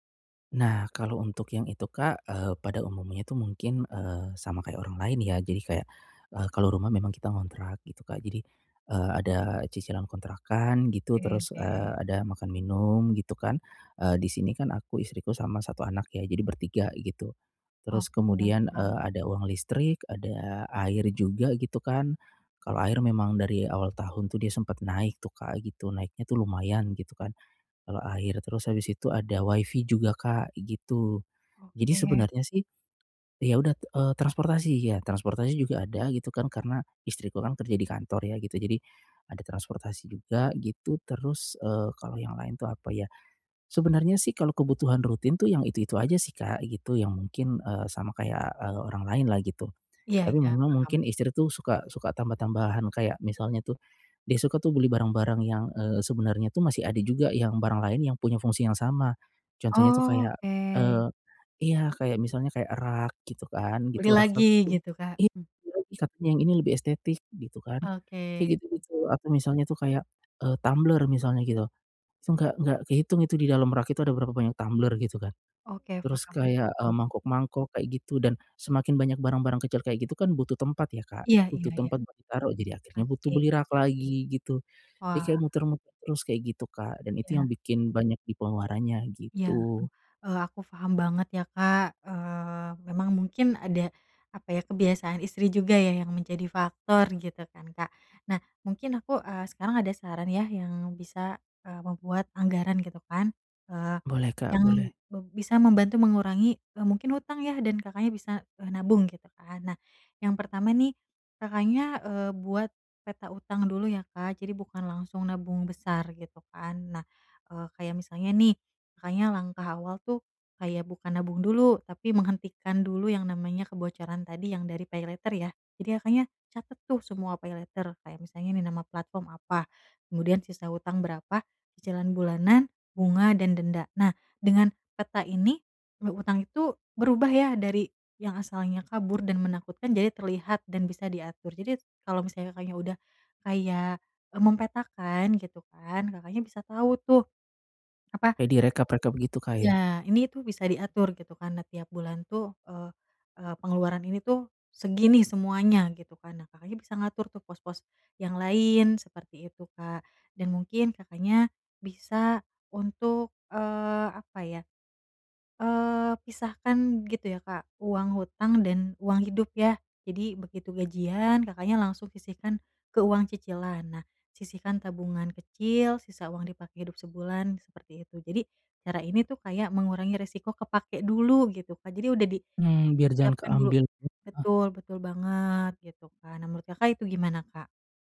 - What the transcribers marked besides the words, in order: in English: "pay later"; in English: "pay later"; unintelligible speech
- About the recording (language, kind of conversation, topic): Indonesian, advice, Bagaimana cara membuat anggaran yang membantu mengurangi utang?